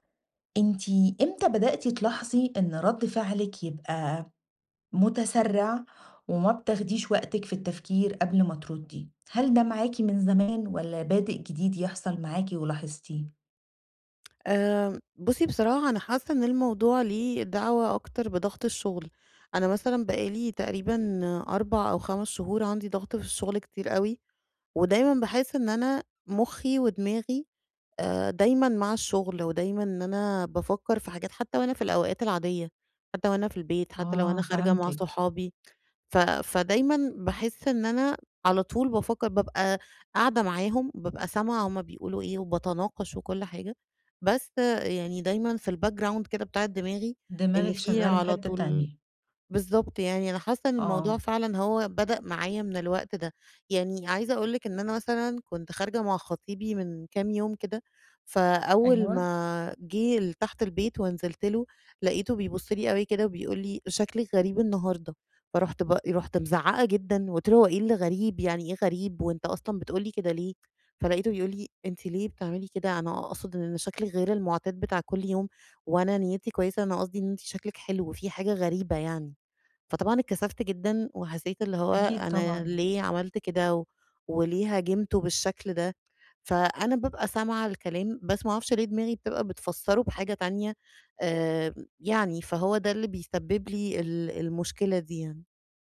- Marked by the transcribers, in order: tapping; in English: "الbackground"
- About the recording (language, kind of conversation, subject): Arabic, advice, إزاي أتعلم أوقف وأتنفّس قبل ما أرد في النقاش؟